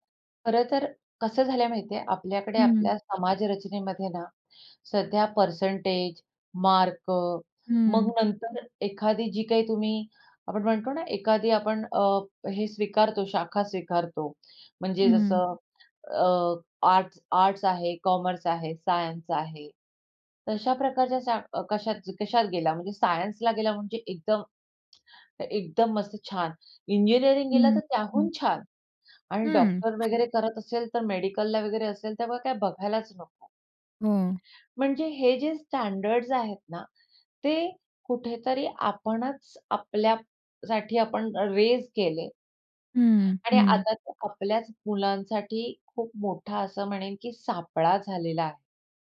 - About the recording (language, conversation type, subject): Marathi, podcast, आई-वडिलांना तुमच्या करिअरबाबत कोणत्या अपेक्षा असतात?
- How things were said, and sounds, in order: other background noise; in English: "स्टँडर्ड्स"; in English: "रेझ"